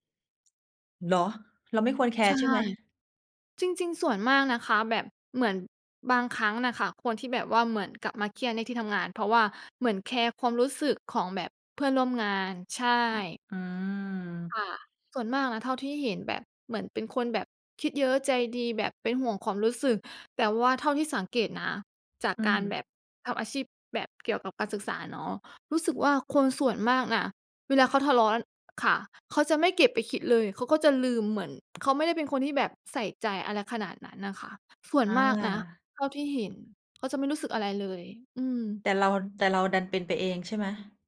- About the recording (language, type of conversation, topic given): Thai, unstructured, คุณจัดการกับความเครียดในชีวิตประจำวันอย่างไร?
- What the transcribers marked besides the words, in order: other noise; other background noise